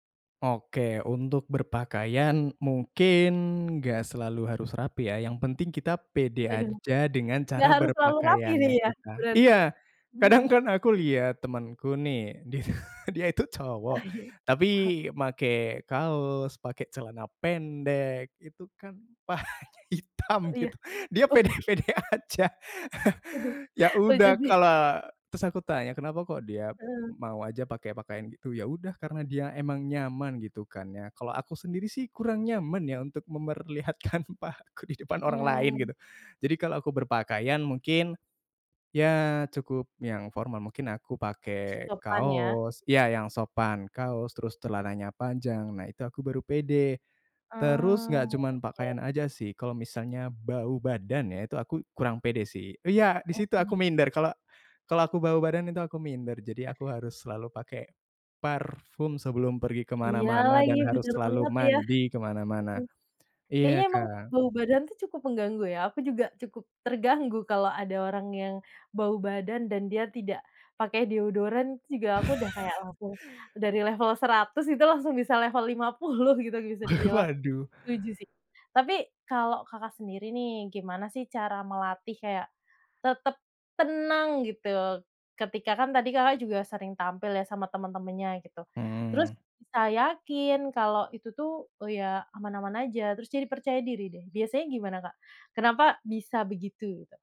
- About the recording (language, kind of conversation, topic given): Indonesian, podcast, Kebiasaan sehari-hari apa yang paling membantu meningkatkan rasa percaya dirimu?
- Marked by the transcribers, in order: laughing while speaking: "kadang"; laughing while speaking: "di"; laughing while speaking: "pahanya hitam gitu, dia pede pede aja"; chuckle; chuckle; laughing while speaking: "memperlihatkan pahaku"; tapping; laugh; other background noise; laughing while speaking: "lima puluh"; laughing while speaking: "Waduh"; other animal sound